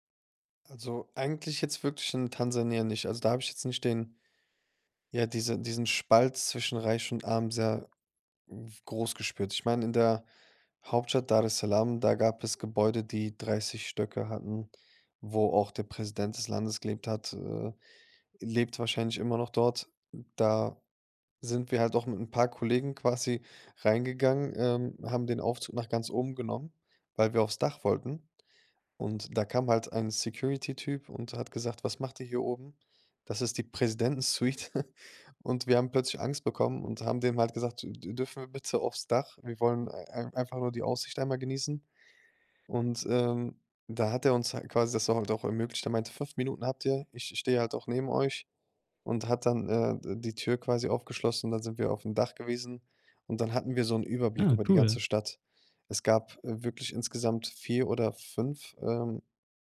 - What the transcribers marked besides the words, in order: chuckle
- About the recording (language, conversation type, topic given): German, podcast, Was hat dir deine erste große Reise beigebracht?